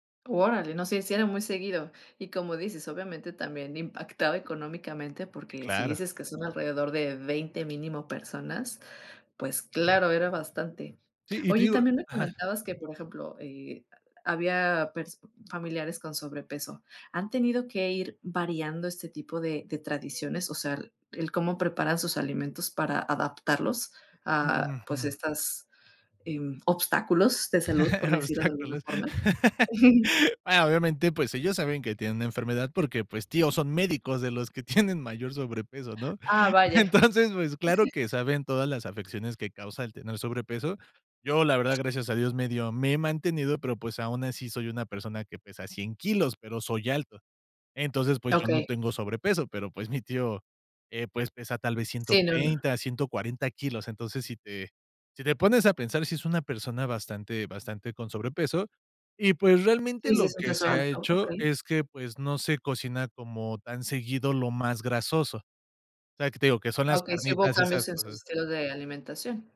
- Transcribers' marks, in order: other background noise; chuckle; laughing while speaking: "Obstáculos"; laugh; chuckle; laughing while speaking: "tienen"; laughing while speaking: "Entonces"; chuckle
- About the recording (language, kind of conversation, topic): Spanish, podcast, ¿Qué papel tienen las tradiciones en tus comidas?